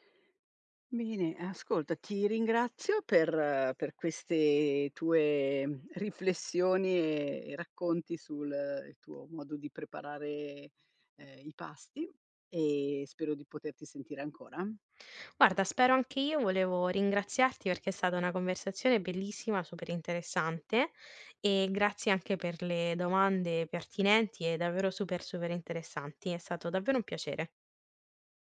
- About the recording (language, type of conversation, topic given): Italian, podcast, Come prepari piatti nutrienti e veloci per tutta la famiglia?
- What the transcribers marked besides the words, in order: none